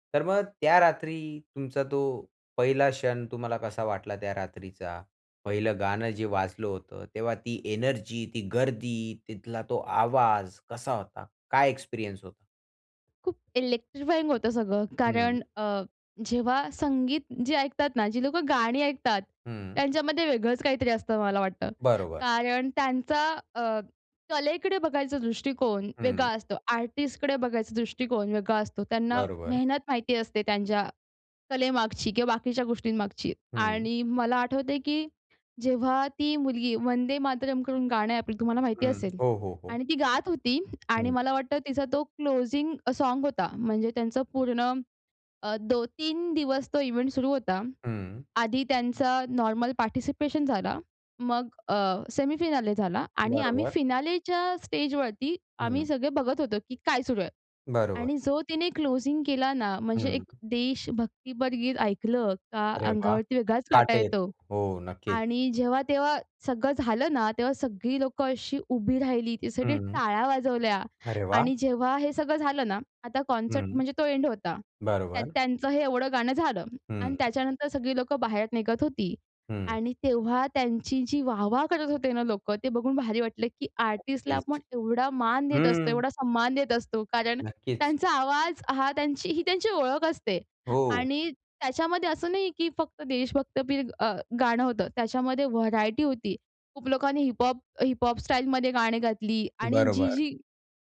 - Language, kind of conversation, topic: Marathi, podcast, तुमचा पहिला थेट संगीत कार्यक्रम आठवतो का?
- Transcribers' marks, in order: other background noise; in English: "इलेक्ट्रिफाइंग"; tapping; in English: "कॉन्सर्ट"; "देशभक्तीपर" said as "देश्भाक्तीपीर"; "गायली" said as "गातली"